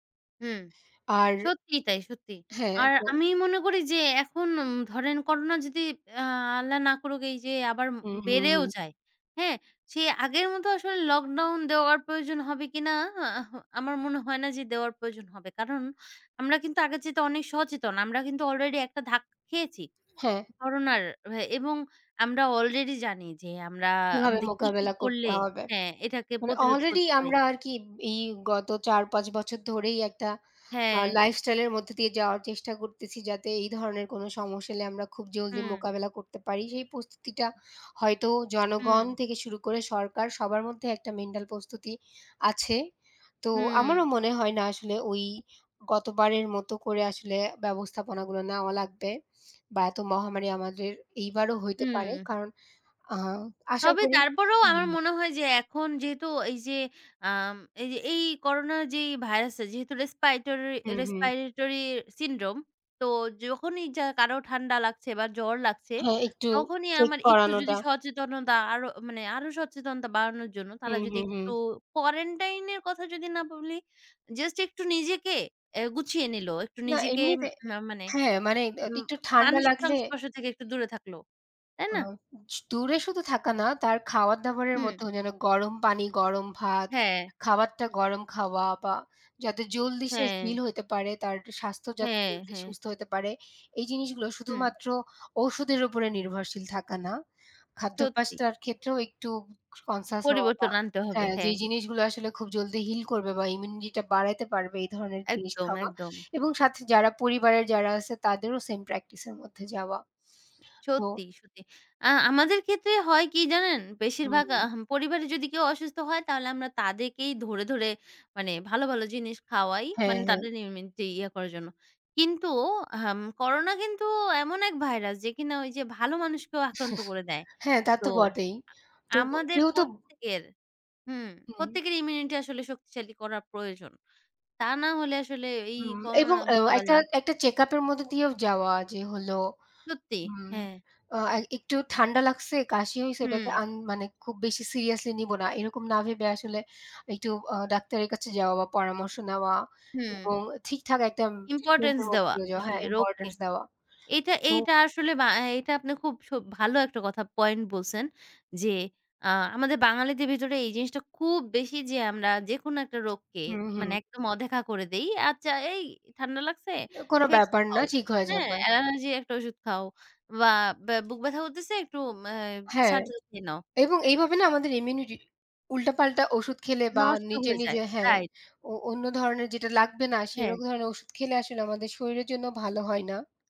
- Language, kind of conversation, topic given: Bengali, unstructured, সাম্প্রতিক সময়ে করোনা ভ্যাকসিন সম্পর্কে কোন তথ্য আপনাকে সবচেয়ে বেশি অবাক করেছে?
- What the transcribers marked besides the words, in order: other background noise; tapping; in English: "respiratory syndrome"; unintelligible speech; unintelligible speech; chuckle